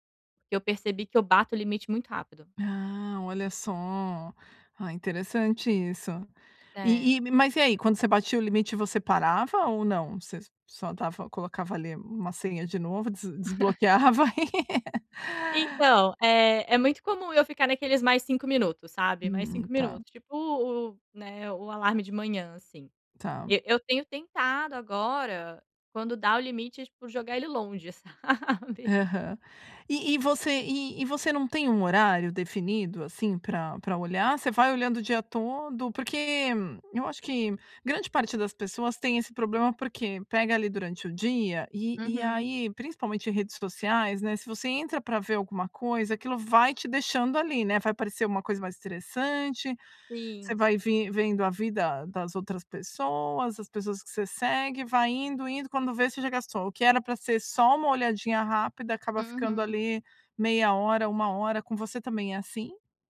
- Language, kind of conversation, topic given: Portuguese, advice, Como posso limitar o tempo que passo consumindo mídia todos os dias?
- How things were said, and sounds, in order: chuckle; giggle; laughing while speaking: "sabe?"